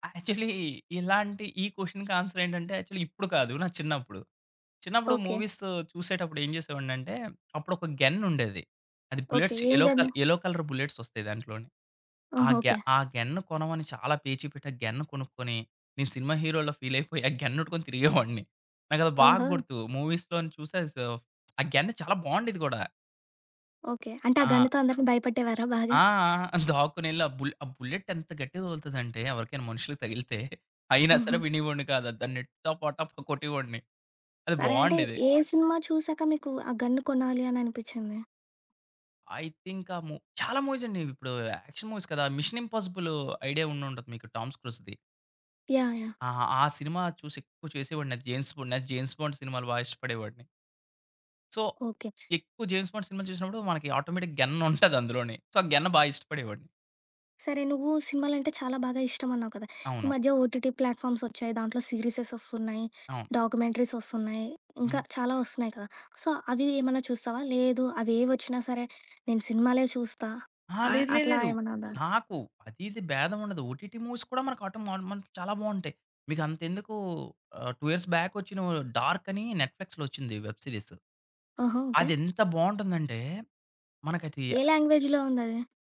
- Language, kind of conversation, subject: Telugu, podcast, ఫిల్మ్ లేదా టీవీలో మీ సమూహాన్ని ఎలా చూపిస్తారో అది మిమ్మల్ని ఎలా ప్రభావితం చేస్తుంది?
- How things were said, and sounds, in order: in English: "యాక్చువలి"; in English: "క్వెషన్‌కి ఆన్సర్"; in English: "యాక్చువలి"; in English: "బుల్లెట్స్ యెల్లో"; in English: "యెల్లో కలర్ బుల్లెట్స్"; tapping; in English: "ఫీల్"; laughing while speaking: "అయిపోయి ఆ గన్నెట్టుకొని తిరిగేవాడిని"; in English: "మూవీస్‌లోన"; chuckle; other background noise; laughing while speaking: "తగిలితే అయినా సరే వినేవాడిని కాదు. దాన్ని టపా టపా కొట్టేవోడిని"; in English: "ఐ థింక్"; in English: "మూవీస్"; in English: "యాక్షన్ మూవీస్"; in English: "ఐడియా"; in English: "యాహ్! యాహ్!"; in English: "సో"; in English: "ఆటోమేటిక్"; laughing while speaking: "గెన్నుంటది అందులోని"; in English: "సో"; in English: "ఓటీటీ ప్లాట్‌ఫార్మ్స్"; in English: "డాక్యుమెంటరీస్"; in English: "సో"; in English: "ఓటీటీ మూవీస్"; in English: "టూ ఇయర్స్"; in English: "నెట్‌ప్లీక్స్‌లో"; in English: "వెబ్ సీరీస్"; in English: "లాంగ్వేజ్‌లో"